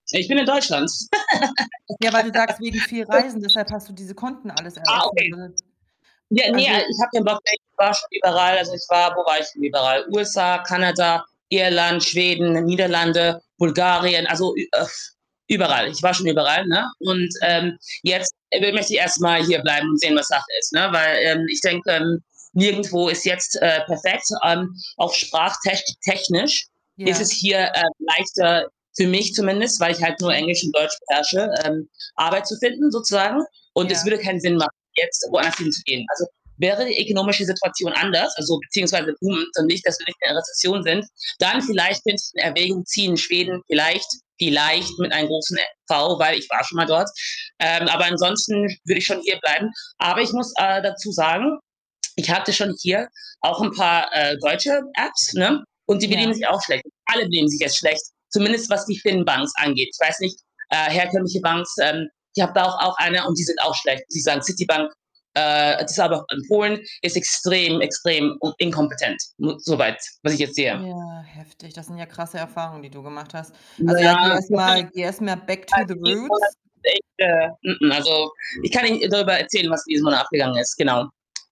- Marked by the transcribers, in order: other background noise; distorted speech; chuckle; bird; unintelligible speech; other noise; stressed: "vielleicht"; "Fin-Banken" said as "Fin-Banks"; "Banken" said as "Banks"; static; unintelligible speech; in English: "back to the roots"; tapping
- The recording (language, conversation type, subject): German, advice, Wie kann ich eine gute Übersicht über meine Konten bekommen und das Sparen automatisch einrichten?